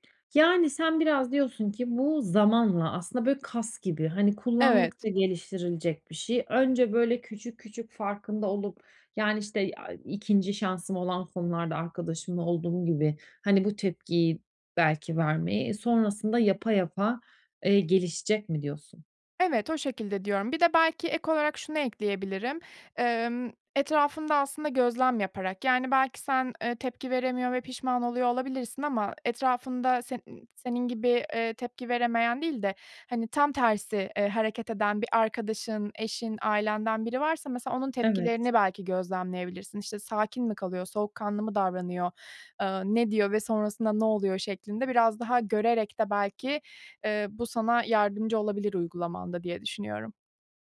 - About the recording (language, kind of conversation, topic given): Turkish, advice, Ailemde tekrar eden çatışmalarda duygusal tepki vermek yerine nasıl daha sakin kalıp çözüm odaklı davranabilirim?
- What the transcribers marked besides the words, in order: none